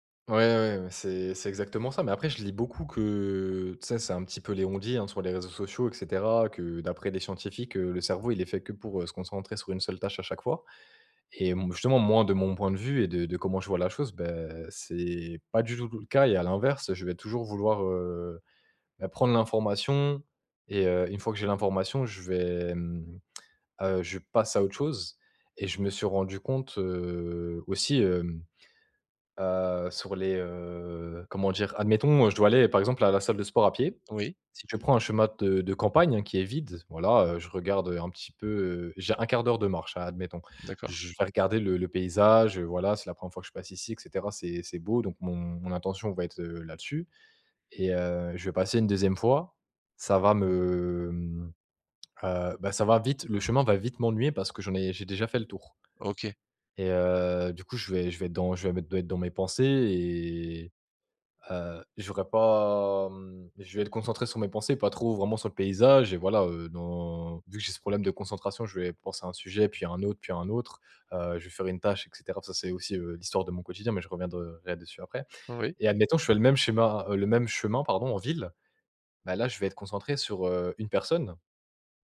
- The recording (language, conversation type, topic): French, advice, Comment puis-je rester concentré longtemps sur une seule tâche ?
- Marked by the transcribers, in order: tapping